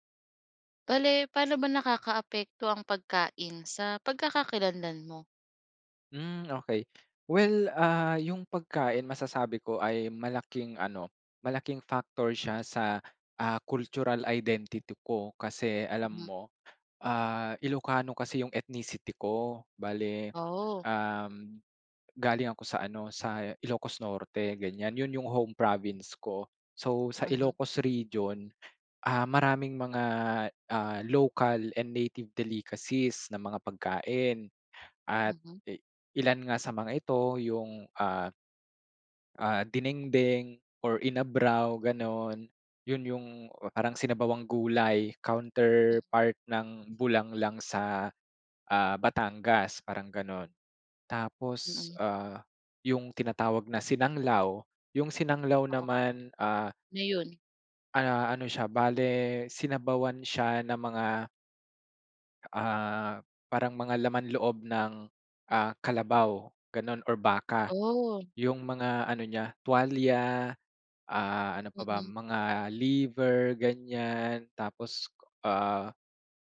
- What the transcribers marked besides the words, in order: in English: "factor"; in English: "cultural identity"; in English: "ethnicity"; in English: "home province"; in English: "local and native delicacies"; in English: "counterpart"
- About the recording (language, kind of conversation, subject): Filipino, podcast, Paano nakaapekto ang pagkain sa pagkakakilanlan mo?